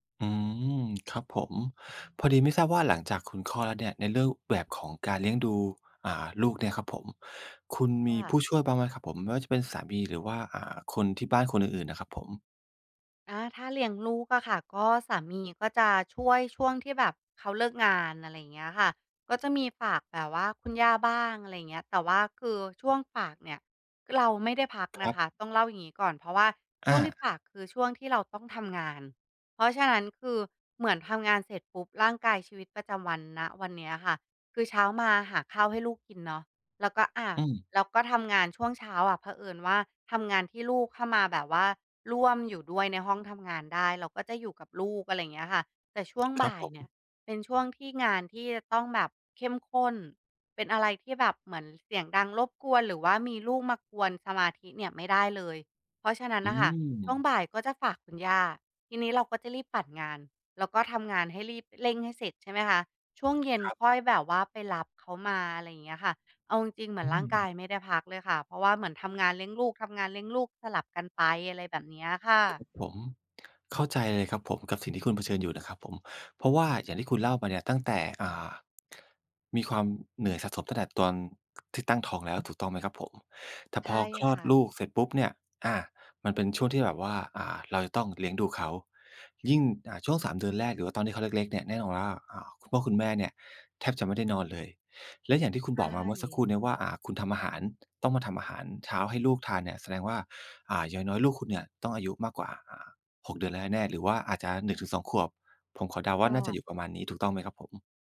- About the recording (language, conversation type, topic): Thai, advice, ฉันรู้สึกเหนื่อยล้าทั้งร่างกายและจิตใจ ควรคลายความเครียดอย่างไร?
- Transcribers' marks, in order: tapping; other background noise